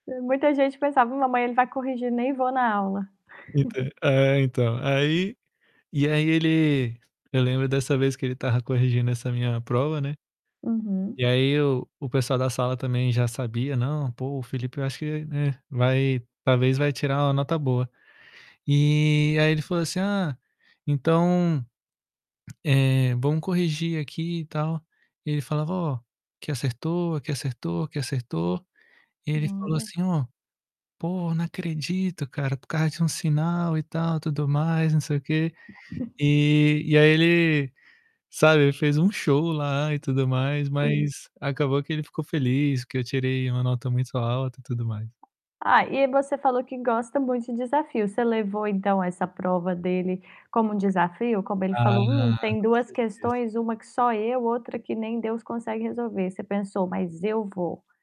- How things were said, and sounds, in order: static; chuckle; chuckle; tapping
- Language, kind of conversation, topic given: Portuguese, podcast, Qual professor marcou a sua vida e por quê?